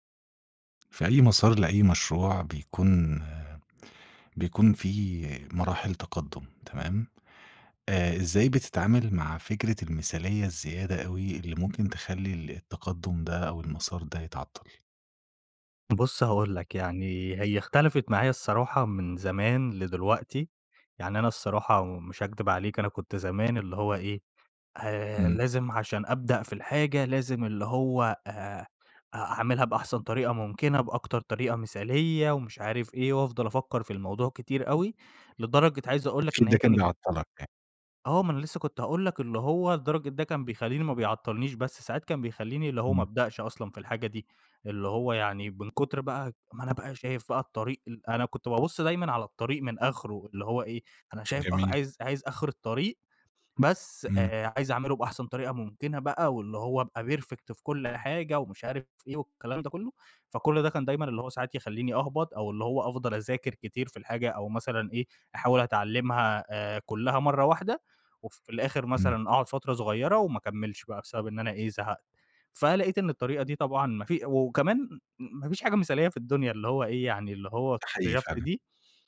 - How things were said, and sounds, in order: tapping; in English: "perfect"
- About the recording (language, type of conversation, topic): Arabic, podcast, إزاي تتعامل مع المثالية الزيادة اللي بتعطّل الفلو؟